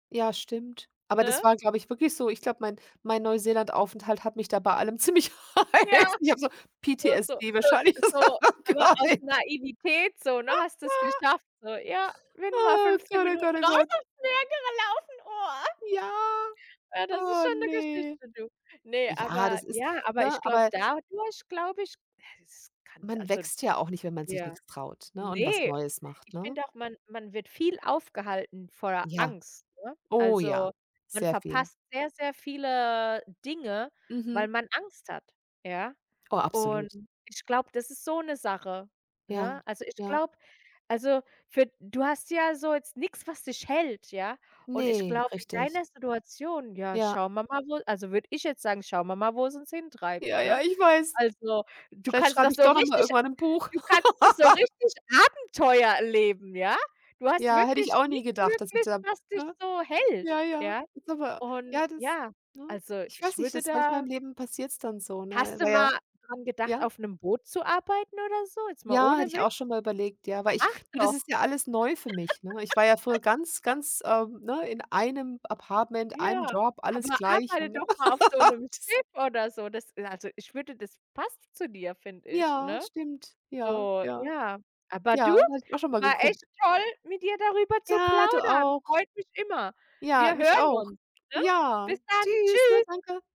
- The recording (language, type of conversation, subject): German, unstructured, Was macht dich stolz auf dich selbst?
- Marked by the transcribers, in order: unintelligible speech; laughing while speaking: "oder so, Gott, eh"; other background noise; chuckle; joyful: "Ah, Gott, oh Gott, oh Gott"; joyful: "raus aufs gelaufen, oh"; unintelligible speech; joyful: "Ja, oh, ne"; joyful: "Ja, das ist schon 'ne Geschichte, du"; joyful: "richtig du kannst noch so richtig Abenteuer erleben, ja?"; laugh; laugh; joyful: "aber arbeite doch mal auf so 'nem Schiff oder so"; unintelligible speech; laugh; joyful: "Ja, du auch"; joyful: "Tschüss"